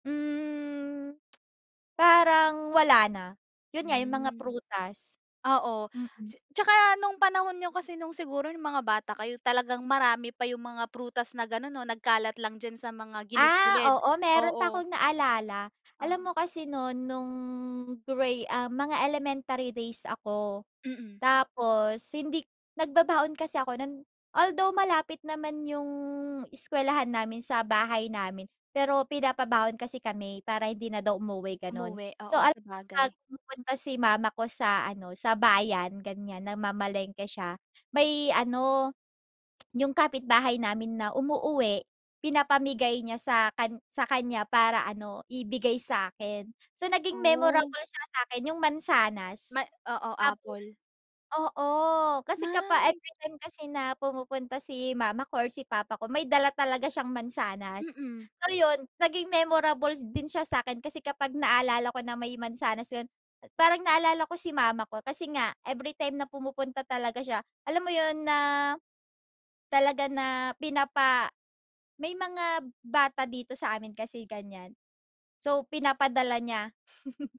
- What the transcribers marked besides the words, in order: tsk; other background noise; tongue click; chuckle
- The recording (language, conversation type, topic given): Filipino, podcast, Anong pagkain ang agad na nagpapabalik sa’yo sa pagkabata?
- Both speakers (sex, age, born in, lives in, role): female, 20-24, Philippines, Philippines, guest; female, 20-24, Philippines, Philippines, host